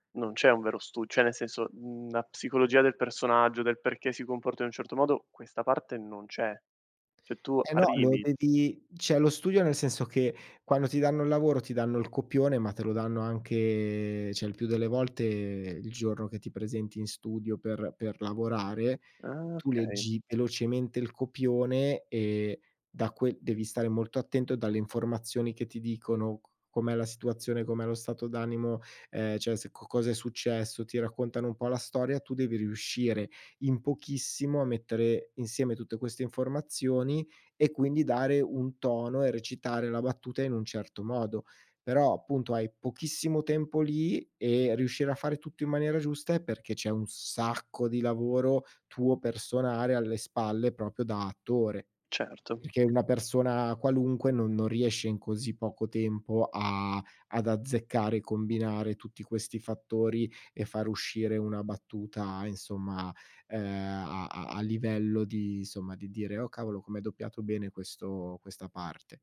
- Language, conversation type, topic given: Italian, podcast, Che ruolo ha il doppiaggio nei tuoi film preferiti?
- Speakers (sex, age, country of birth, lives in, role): male, 25-29, Italy, Italy, host; male, 40-44, Italy, Italy, guest
- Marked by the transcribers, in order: "cioè" said as "ceh"; "Cioè" said as "ceh"; "cioè" said as "ceh"; "cioè" said as "ceh"; "cioè" said as "ceh"; "proprio" said as "propio"